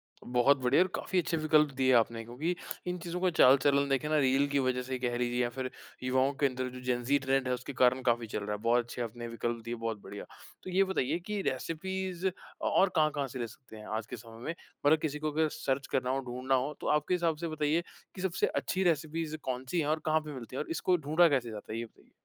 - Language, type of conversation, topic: Hindi, podcast, रसोई में आपकी सबसे पसंदीदा स्वास्थ्यवर्धक रेसिपी कौन-सी है?
- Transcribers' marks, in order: in English: "ट्रेंड"; in English: "रेसिपीज़"; in English: "सर्च"; in English: "रेसिपीज़"